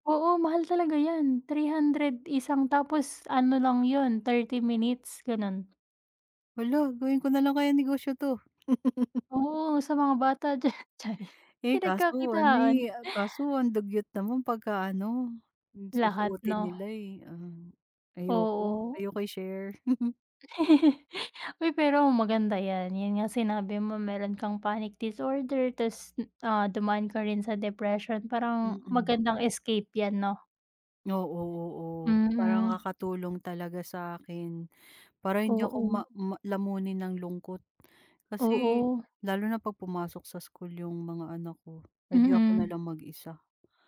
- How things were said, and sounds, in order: chuckle; laughing while speaking: "diyan, chariz"; tapping; chuckle
- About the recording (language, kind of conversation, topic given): Filipino, unstructured, Ano ang pinaka-nakakagulat na inobasyon na nakita mo kamakailan?